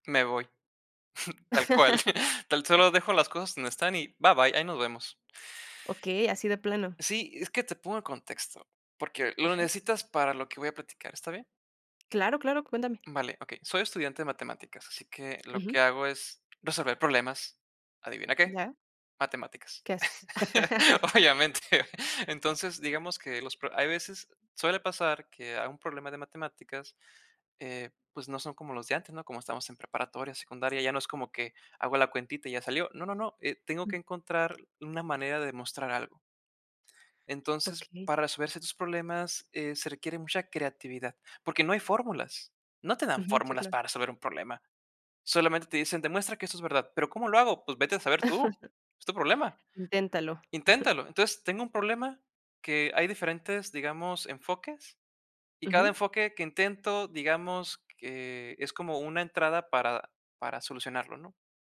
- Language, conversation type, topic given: Spanish, podcast, ¿Qué trucos usas para desconectar cuando estás estresado?
- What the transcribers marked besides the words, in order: chuckle; laugh; laughing while speaking: "obviamente"; laugh; other background noise; chuckle; chuckle